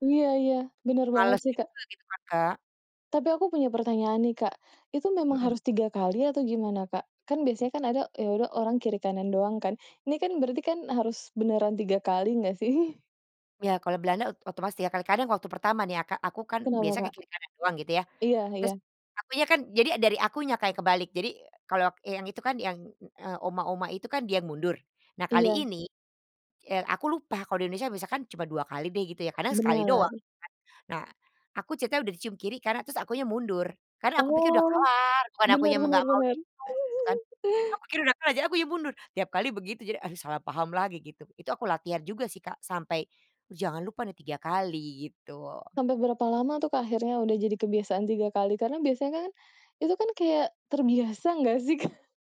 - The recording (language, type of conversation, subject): Indonesian, podcast, Pernahkah Anda mengalami salah paham karena perbedaan budaya? Bisa ceritakan?
- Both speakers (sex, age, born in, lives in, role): female, 30-34, Indonesia, Indonesia, host; female, 50-54, Indonesia, Netherlands, guest
- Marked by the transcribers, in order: laughing while speaking: "sih?"; tapping; unintelligible speech; laugh; laughing while speaking: "Kak?"